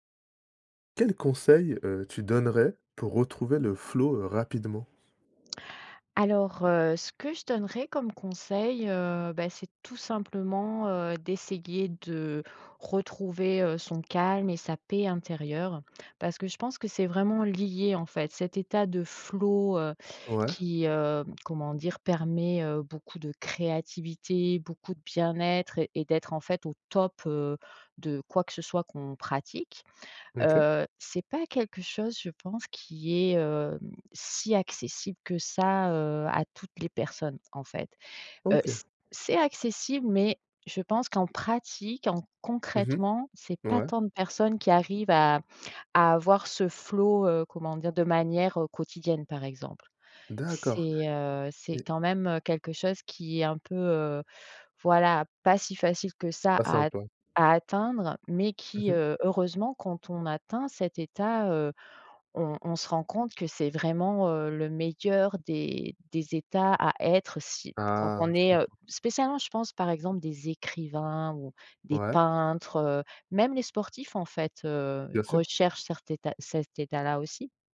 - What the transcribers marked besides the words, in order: other background noise; stressed: "top"
- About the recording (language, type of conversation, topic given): French, podcast, Quel conseil donnerais-tu pour retrouver rapidement le flow ?